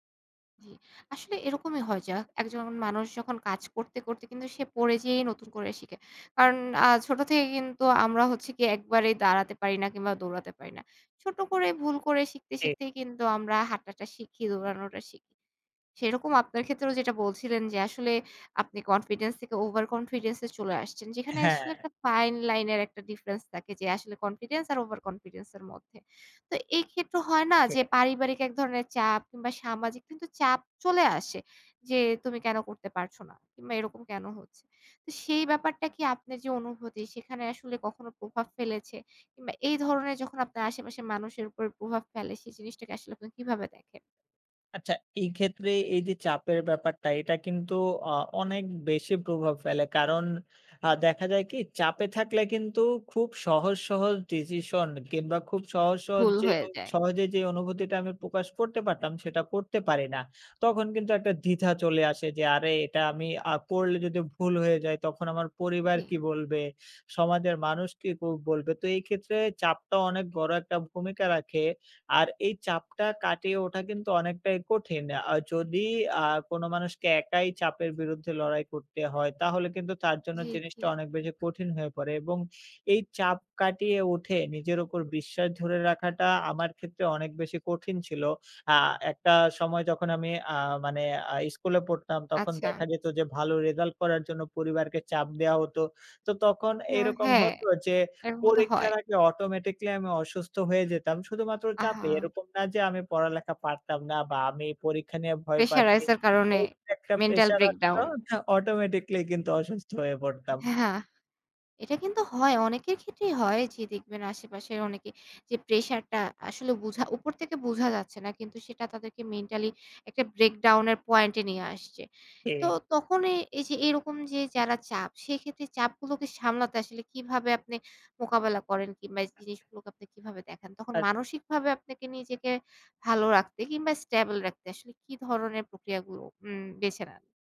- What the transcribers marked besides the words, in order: other background noise; in English: "confidence"; in English: "over confidence"; in English: "fine line"; in English: "difference"; in English: "confidence"; in English: "over confidence"; tapping; in English: "pressure rise"; unintelligible speech; in English: "mental breakdown"; unintelligible speech
- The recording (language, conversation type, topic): Bengali, podcast, নিজের অনুভূতিকে কখন বিশ্বাস করবেন, আর কখন সন্দেহ করবেন?